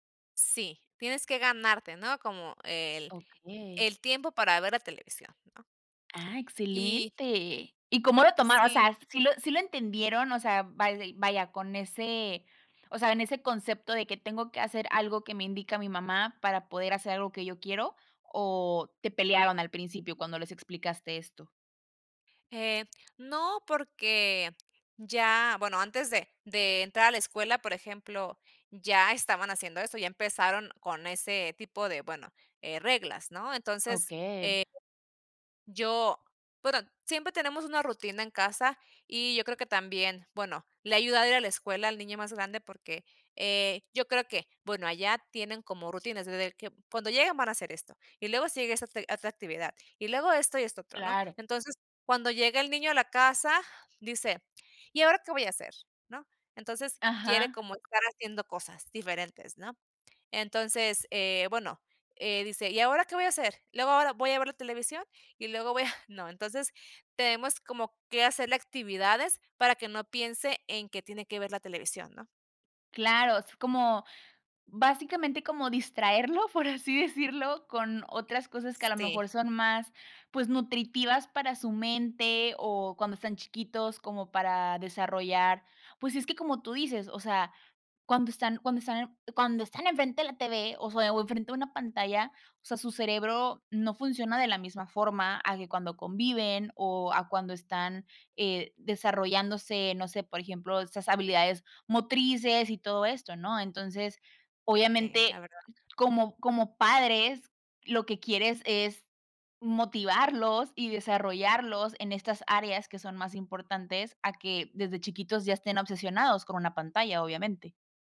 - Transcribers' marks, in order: tapping; other noise; chuckle; laughing while speaking: "por así decirlo"
- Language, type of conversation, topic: Spanish, podcast, ¿Qué reglas tienen respecto al uso de pantallas en casa?